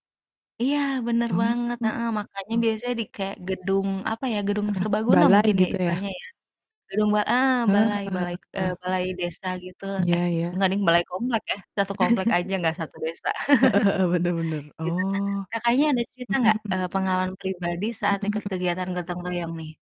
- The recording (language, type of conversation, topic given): Indonesian, unstructured, Apa yang bisa kita pelajari dari budaya gotong royong di Indonesia?
- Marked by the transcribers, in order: distorted speech; laugh; chuckle